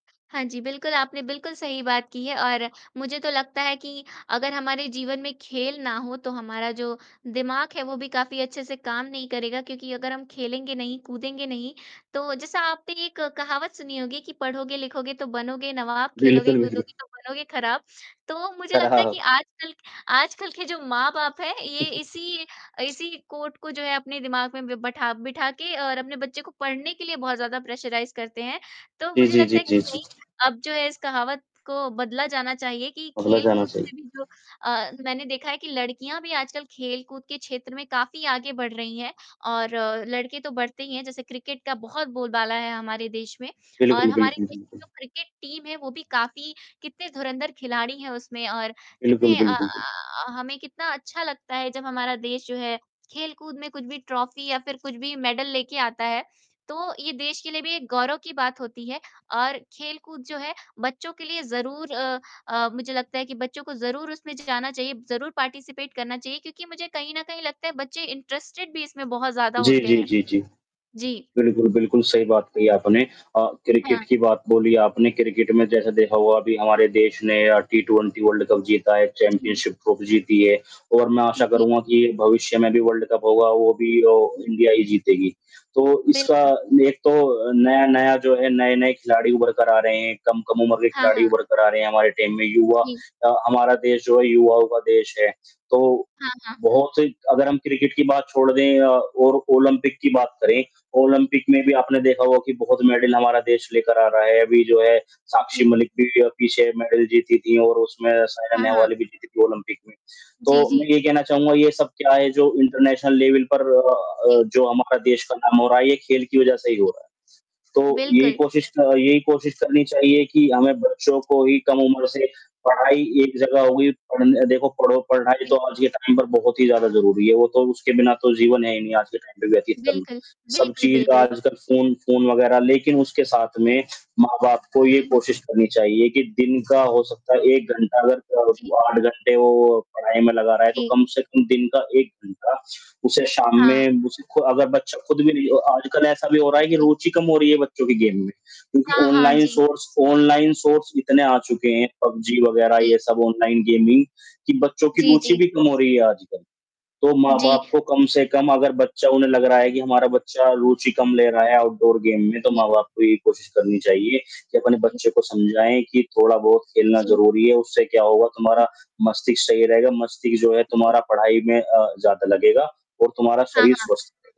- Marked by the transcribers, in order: static; unintelligible speech; other background noise; distorted speech; tapping; laughing while speaking: "आजकल के जो माँ बाप है"; other noise; in English: "कोट"; in English: "प्रेशराइज़"; in English: "टीम"; in English: "पार्टिसिपेट"; in English: "इंटरेस्टेड"; in English: "टीम"; in English: "इंटरनेशनल लेवल"; in English: "टाइम"; in English: "टाइम"; in English: "गेम"; in English: "ऑनलाइन सोर्स, ऑनलाइन सोर्स"; in English: "ऑनलाइन गेमिंग"; in English: "आउटडोर गेम"
- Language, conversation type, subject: Hindi, unstructured, खेलों का हमारे जीवन में क्या महत्व है?